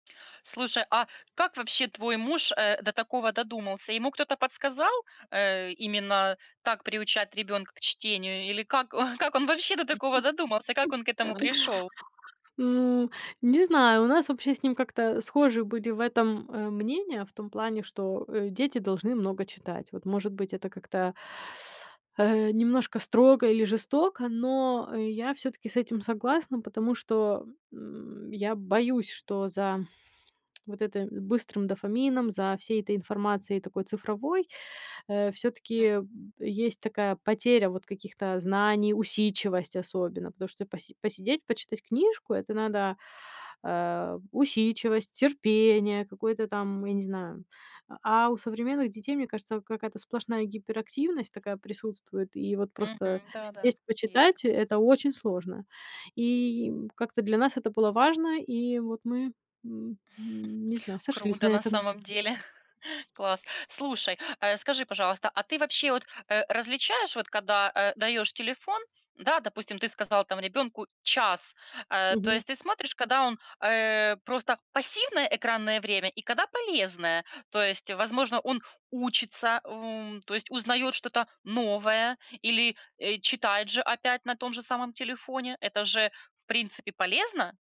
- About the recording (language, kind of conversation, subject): Russian, podcast, Как вы относитесь к экранному времени у детей?
- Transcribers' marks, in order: laugh; chuckle